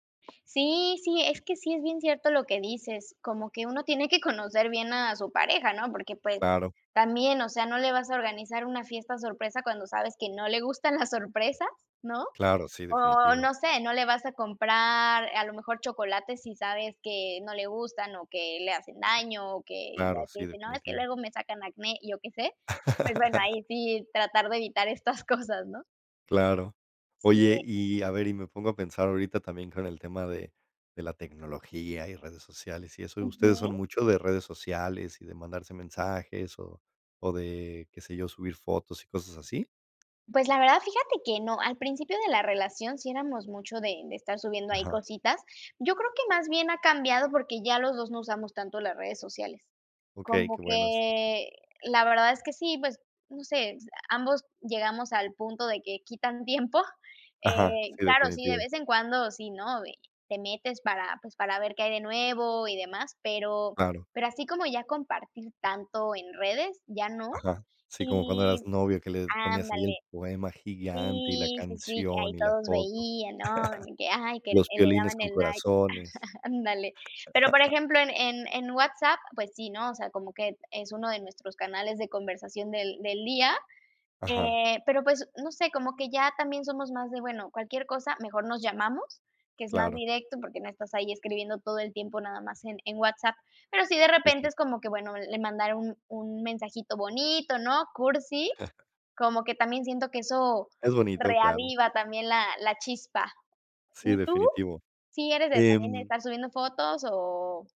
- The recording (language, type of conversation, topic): Spanish, unstructured, ¿Cómo mantener la chispa en una relación a largo plazo?
- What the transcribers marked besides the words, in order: tapping; laugh; laughing while speaking: "cosas"; chuckle; laugh; chuckle